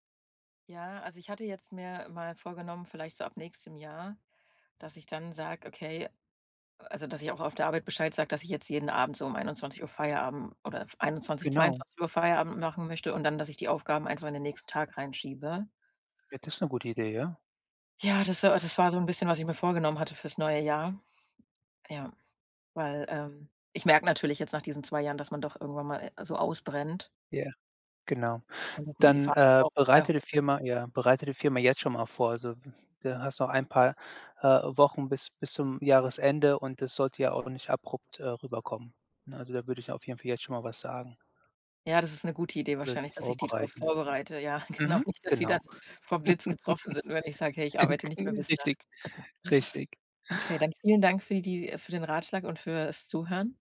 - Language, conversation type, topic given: German, advice, Wie kann ich nach der Arbeit besser abschalten, wenn ich reizbar und erschöpft bin und keine Erholung finde?
- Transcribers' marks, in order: other background noise; unintelligible speech; snort; background speech; laughing while speaking: "genau"; chuckle; chuckle